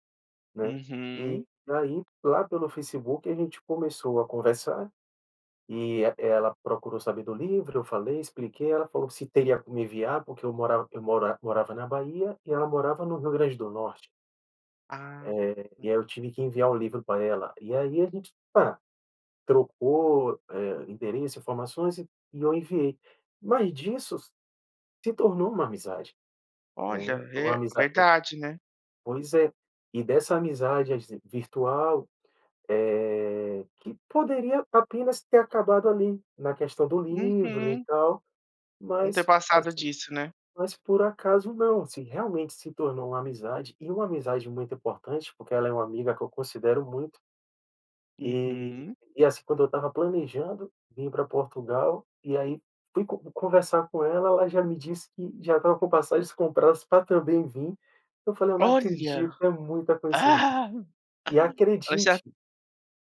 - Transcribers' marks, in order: tapping; other noise; chuckle
- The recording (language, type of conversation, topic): Portuguese, podcast, Você teve algum encontro por acaso que acabou se tornando algo importante?